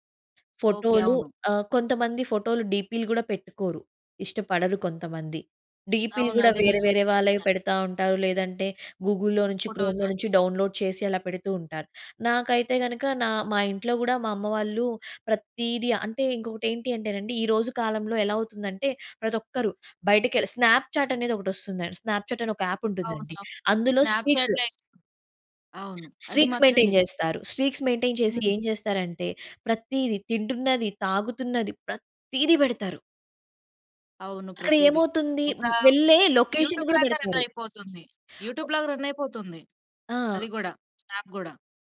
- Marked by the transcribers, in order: in English: "డీపీలు"; in English: "డీపీలు"; in English: "గూగుల్‌లో"; in English: "క్రోమ్‌లో"; in English: "డౌన్‌లోడ్"; in English: "స్నాప్‌చాట్"; in English: "స్నాప్‌చాట్"; in English: "ఆప్"; in English: "స్నాప్‌చాట్‌లో"; in English: "స్ట్రీక్స్ మెయింటైన్"; in English: "స్ట్రీక్స్ మెయింటైన్"; stressed: "ప్రతిది"; other background noise; in English: "యూటూ‌బ్‌లాగా"; in English: "లొకేషన్"; in English: "యూటూబ్‌లాగా"; in English: "స్నాప్"
- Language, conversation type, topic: Telugu, podcast, నిజంగా కలుసుకున్న తర్వాత ఆన్‌లైన్ బంధాలు ఎలా మారతాయి?